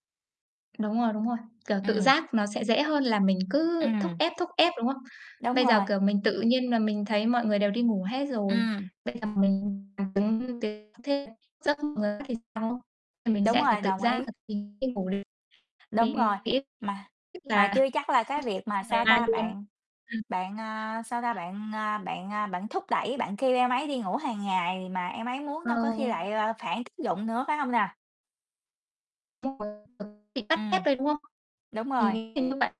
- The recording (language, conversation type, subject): Vietnamese, unstructured, Làm sao để thuyết phục người khác thay đổi thói quen xấu?
- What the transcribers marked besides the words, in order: tapping; distorted speech; other background noise; unintelligible speech